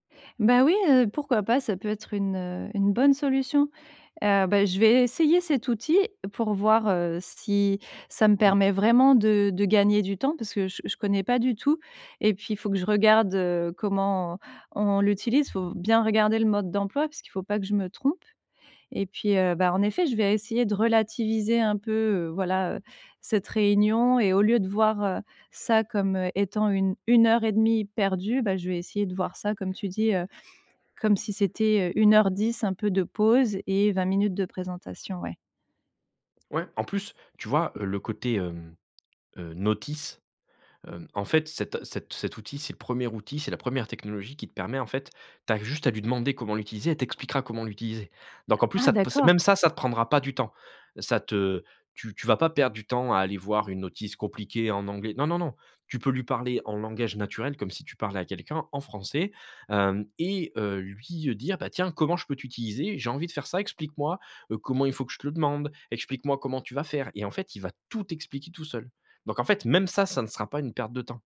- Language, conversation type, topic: French, advice, Comment puis-je éviter que des réunions longues et inefficaces ne me prennent tout mon temps ?
- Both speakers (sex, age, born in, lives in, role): female, 35-39, France, France, user; male, 35-39, France, France, advisor
- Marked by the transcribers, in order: tapping; stressed: "tout"